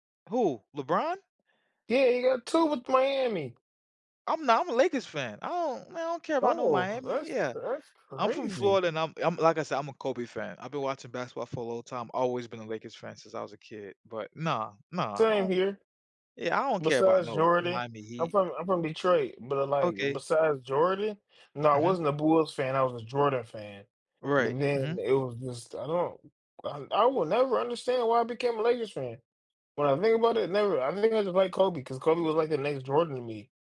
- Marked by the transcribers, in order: other background noise
- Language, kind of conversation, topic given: English, unstructured, How does customizing avatars in video games help players express themselves and feel more connected to the game?
- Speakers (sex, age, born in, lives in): male, 30-34, United States, United States; male, 35-39, United States, United States